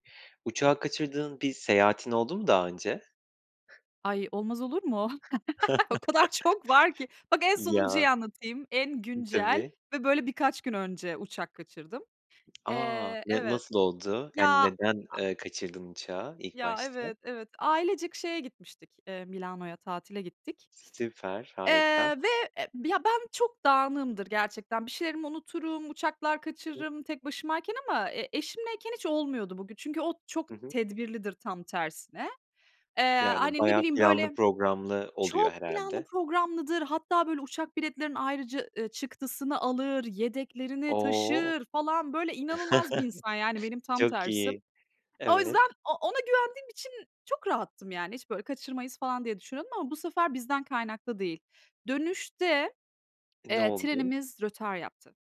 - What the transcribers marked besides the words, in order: chuckle; tapping; tsk; other background noise; unintelligible speech; chuckle
- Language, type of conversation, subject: Turkish, podcast, Uçağı kaçırdığın bir seyahati nasıl atlattın?